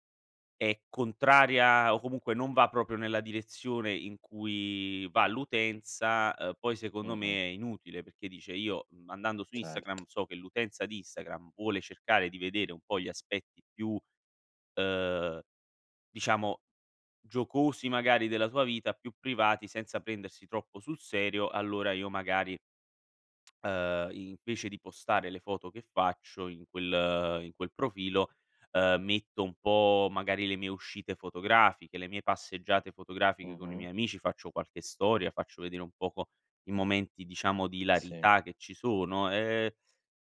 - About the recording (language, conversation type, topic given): Italian, podcast, In che modo i social media trasformano le narrazioni?
- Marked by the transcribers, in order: "proprio" said as "propio"; "Instagram" said as "Istagram"; tapping; "Instagram" said as "Istagram"; tsk